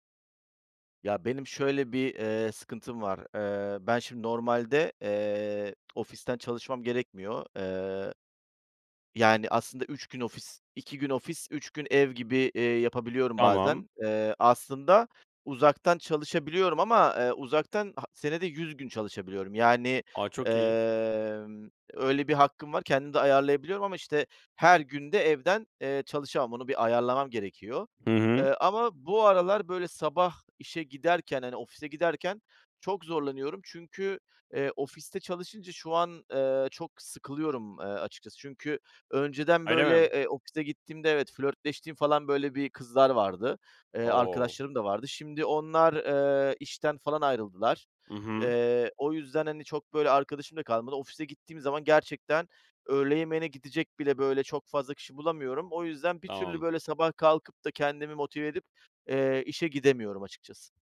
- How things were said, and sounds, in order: other background noise
- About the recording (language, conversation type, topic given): Turkish, advice, Kronik yorgunluk nedeniyle her sabah işe gitmek istemem normal mi?